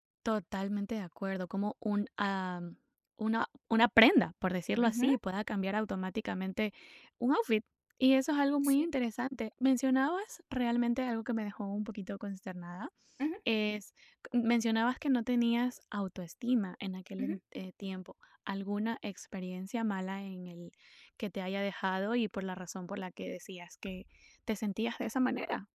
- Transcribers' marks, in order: none
- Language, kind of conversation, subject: Spanish, podcast, ¿Qué importancia tiene la ropa en tu confianza diaria?